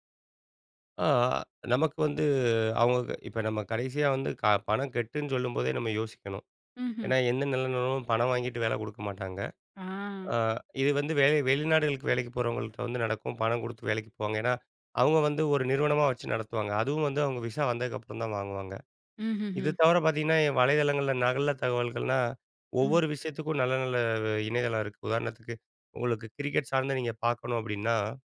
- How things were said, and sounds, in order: none
- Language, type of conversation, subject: Tamil, podcast, வலைவளங்களிலிருந்து நம்பகமான தகவலை நீங்கள் எப்படித் தேர்ந்தெடுக்கிறீர்கள்?